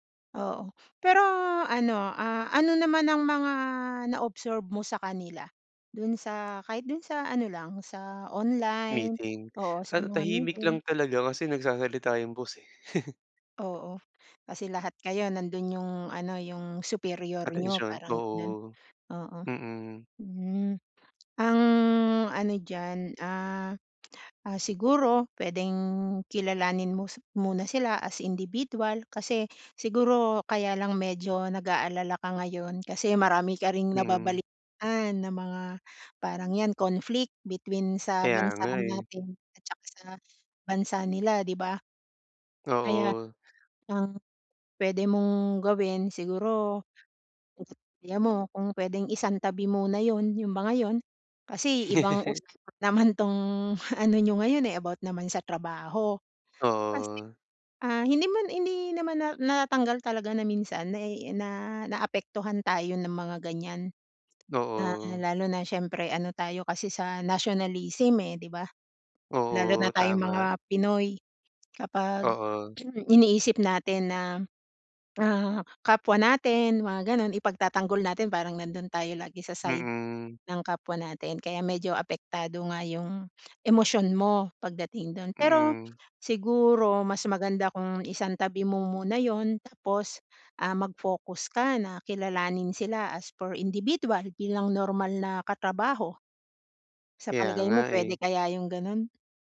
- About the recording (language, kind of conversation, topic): Filipino, advice, Paano ako makikipag-ugnayan sa lokal na administrasyon at mga tanggapan dito?
- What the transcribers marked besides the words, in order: other background noise; chuckle; tapping; chuckle; laughing while speaking: "ano nyo"; in English: "nationalism"; throat clearing; stressed: "emosyon mo"; in English: "as for individual"